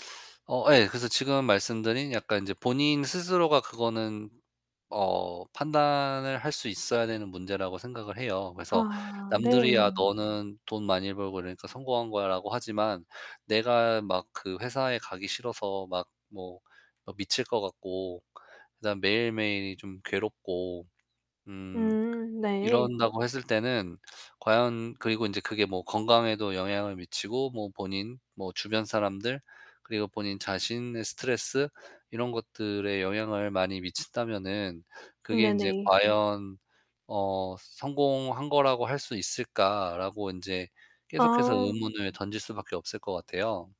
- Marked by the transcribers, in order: other background noise; background speech; tapping
- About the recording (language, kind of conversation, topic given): Korean, podcast, 일과 삶의 균형은 성공에 중요할까요?